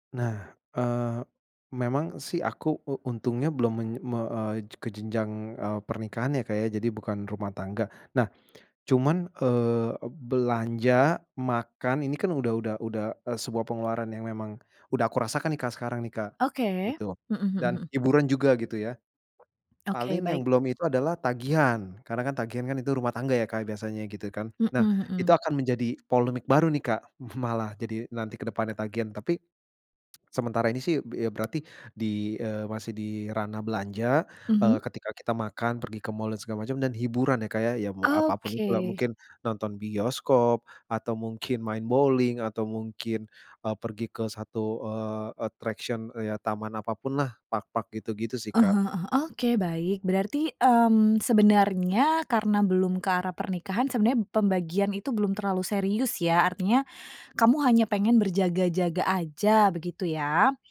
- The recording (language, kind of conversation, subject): Indonesian, advice, Bagaimana cara membicarakan dan menyepakati pengeluaran agar saya dan pasangan tidak sering berdebat?
- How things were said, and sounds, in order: swallow; laughing while speaking: "malah"; lip smack; tapping; in English: "attraction"; in English: "park-park"